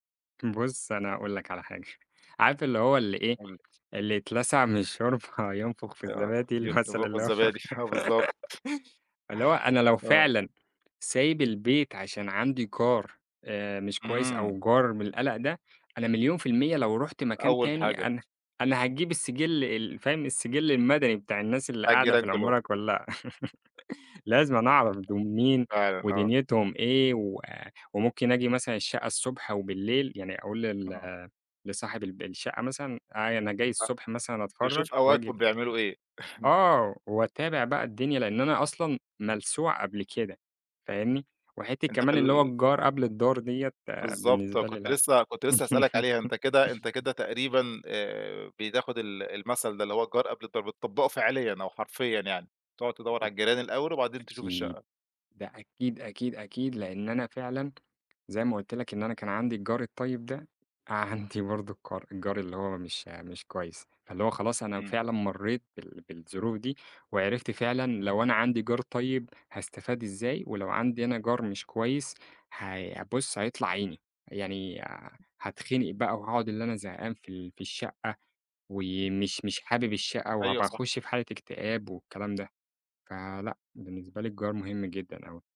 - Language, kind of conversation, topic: Arabic, podcast, إيه أهم صفات الجار الكويس من وجهة نظرك؟
- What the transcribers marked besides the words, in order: laughing while speaking: "بُصّ، أنا هاقول لك على … المثل اللي هو"; chuckle; unintelligible speech; giggle; laugh; chuckle; other background noise; tapping; chuckle